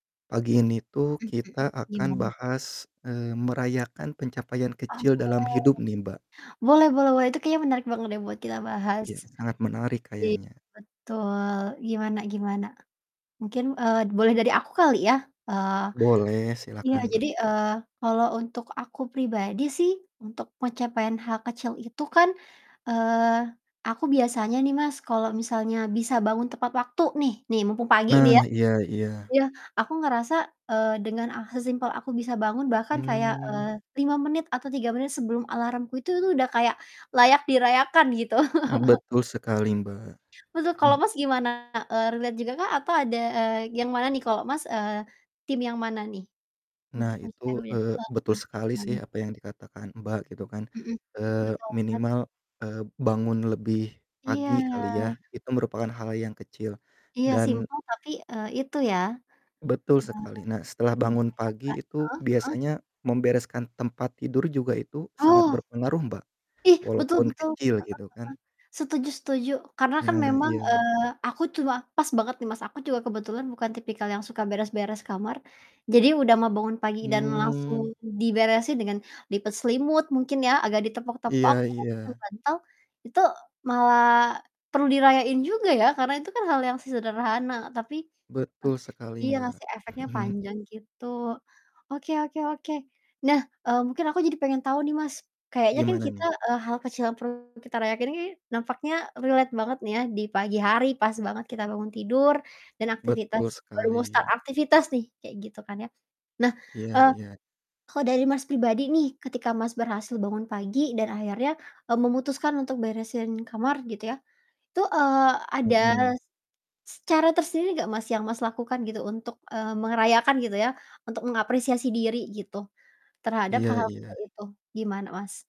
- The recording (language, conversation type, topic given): Indonesian, unstructured, Bagaimana kamu merayakan pencapaian kecil dalam hidup?
- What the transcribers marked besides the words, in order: distorted speech; static; other background noise; chuckle; in English: "relate"; in English: "weekend"; chuckle; in English: "relate"